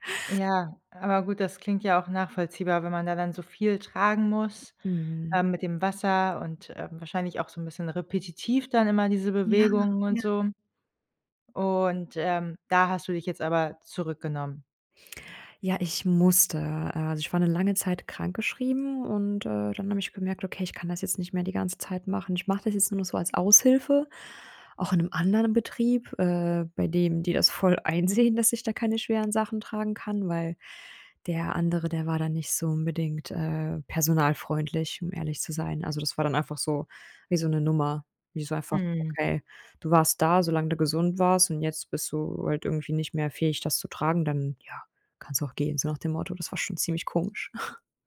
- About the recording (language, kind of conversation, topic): German, advice, Wie gelingt dir der Neustart ins Training nach einer Pause wegen Krankheit oder Stress?
- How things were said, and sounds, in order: laughing while speaking: "voll einsehen"; chuckle